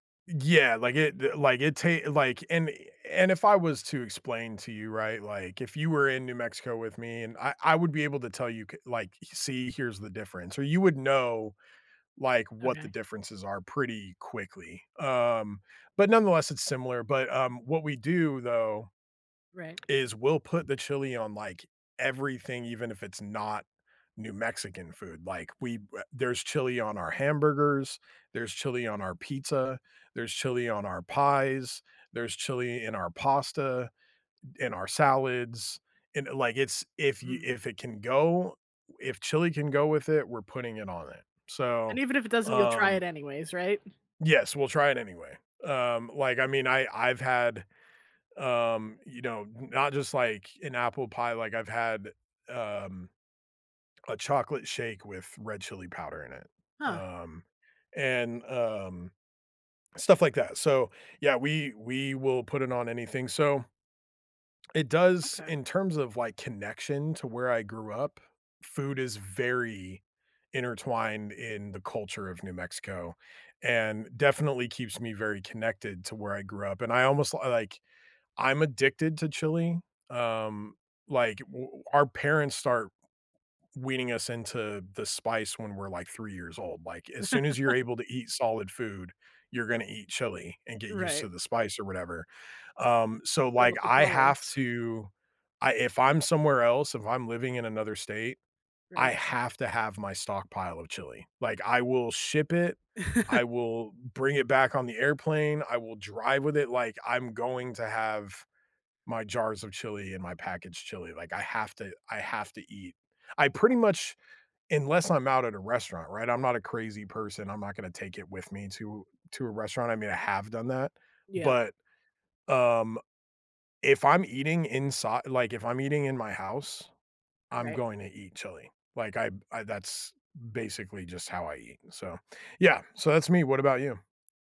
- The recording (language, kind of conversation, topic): English, unstructured, How can I recreate the foods that connect me to my childhood?
- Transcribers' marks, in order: laugh; laugh